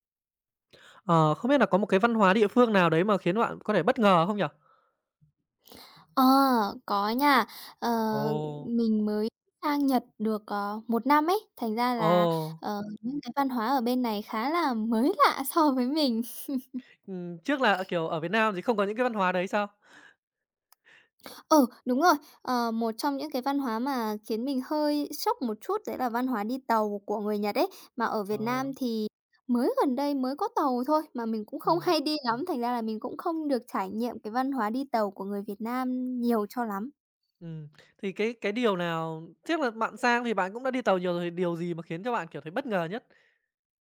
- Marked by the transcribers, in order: other noise; laugh; tapping
- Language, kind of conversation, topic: Vietnamese, podcast, Bạn có thể kể về một lần bạn bất ngờ trước văn hóa địa phương không?